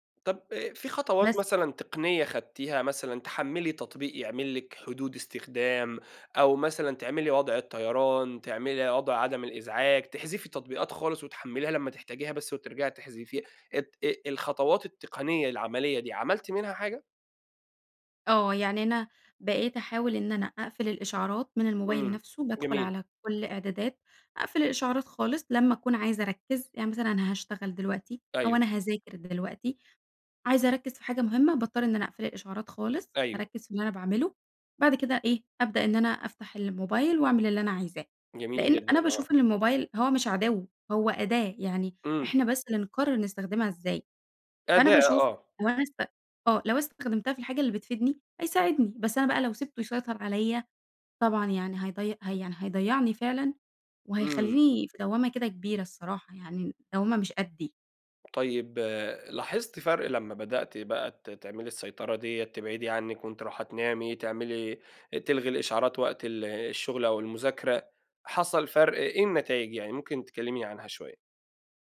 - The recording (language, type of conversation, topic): Arabic, podcast, إزاي الموبايل بيأثر على يومك؟
- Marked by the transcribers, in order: tapping